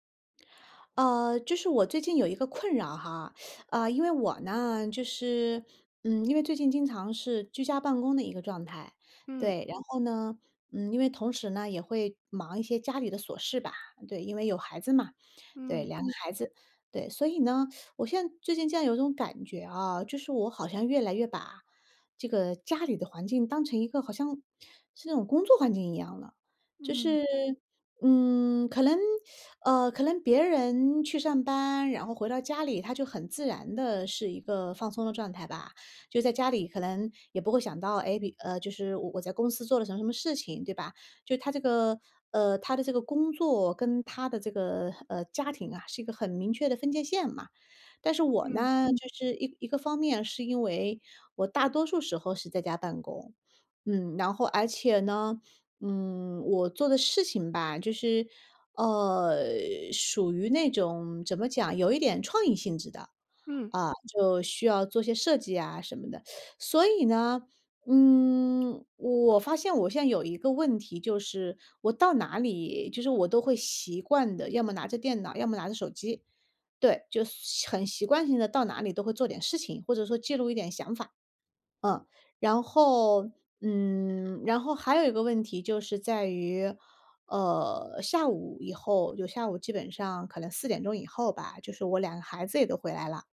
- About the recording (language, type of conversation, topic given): Chinese, advice, 为什么我在家里很难放松休息？
- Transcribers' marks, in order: teeth sucking